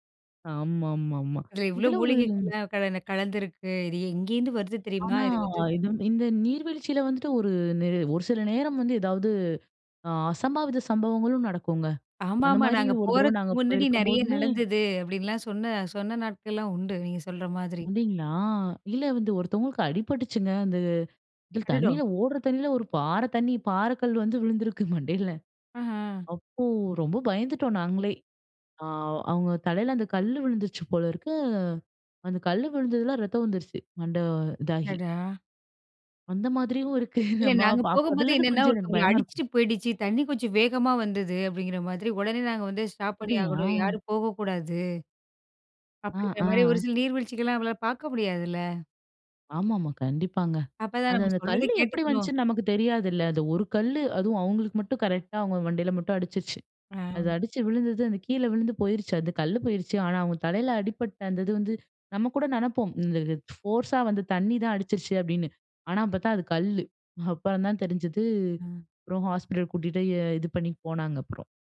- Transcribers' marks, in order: "அடடா!" said as "அடடோ!"; chuckle; afraid: "அந்த மாதிரியும் இருக்கு. நம்ம அப் அப்ப அதுலருந்து கொஞ்சம் எனக்கு பயமா இருக்கும்"; chuckle; in English: "ஸ்டாப்"; in English: "ஃபோர்ஸா"
- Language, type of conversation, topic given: Tamil, podcast, நீர்வீழ்ச்சியை நேரில் பார்த்தபின் உங்களுக்கு என்ன உணர்வு ஏற்பட்டது?